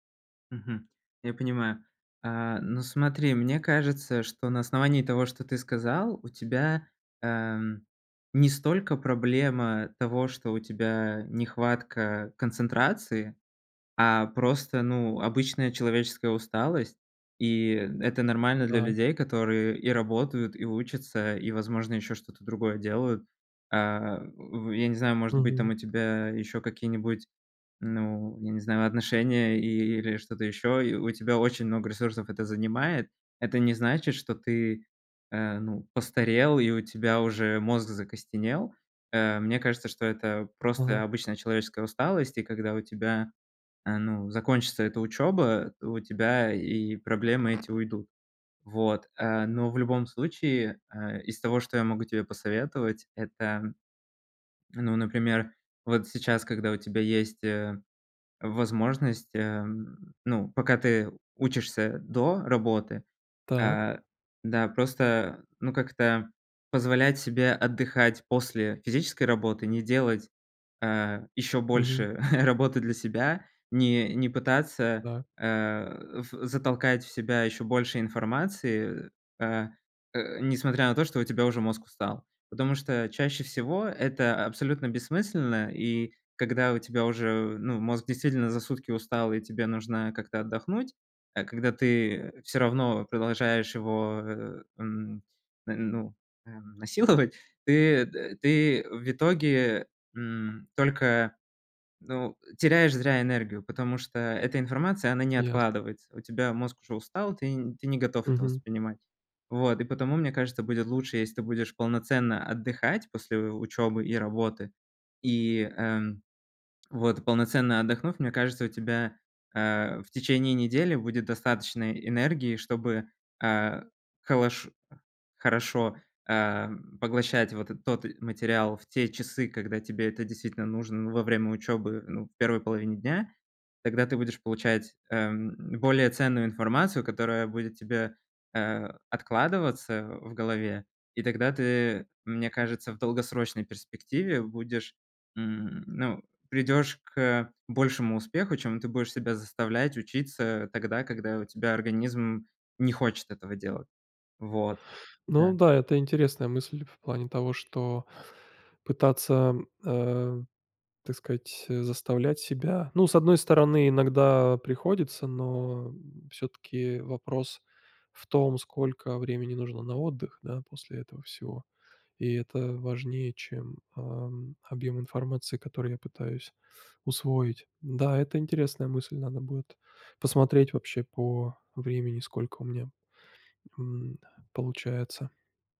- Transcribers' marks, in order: chuckle; laughing while speaking: "насиловать"
- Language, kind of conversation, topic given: Russian, advice, Как быстро снизить умственную усталость и восстановить внимание?